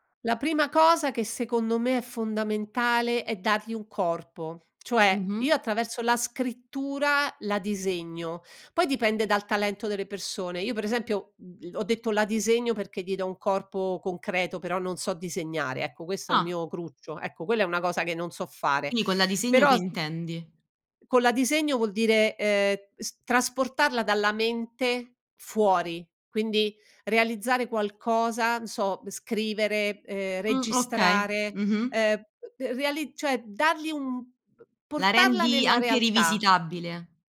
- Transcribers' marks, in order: none
- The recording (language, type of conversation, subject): Italian, podcast, Come trasformi un'idea vaga in un progetto concreto?